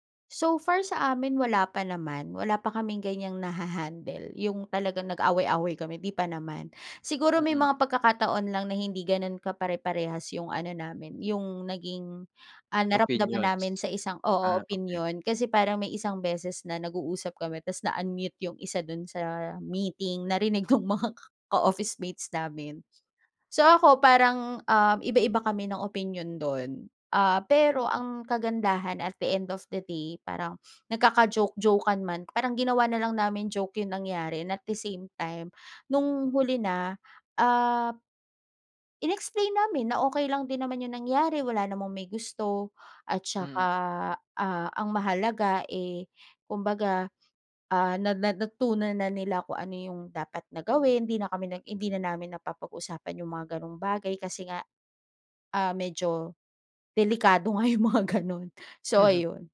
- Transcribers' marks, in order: none
- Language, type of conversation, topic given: Filipino, podcast, Ano ang palagay mo sa pagkakaibigang nagsimula sa pakikipag-ugnayan sa pamamagitan ng midyang panlipunan?